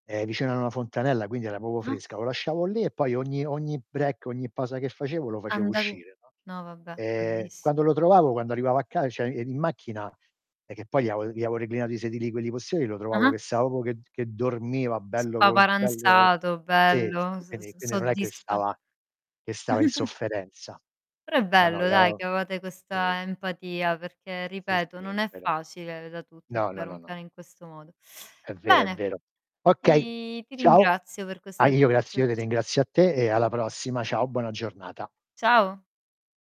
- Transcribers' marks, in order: "proprio" said as "popo"; tapping; in English: "break"; distorted speech; "cioè" said as "ceh"; "posteriori" said as "posteori"; "proprio" said as "popo"; chuckle
- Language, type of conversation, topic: Italian, unstructured, Come reagisci quando vedi un animale abbandonato?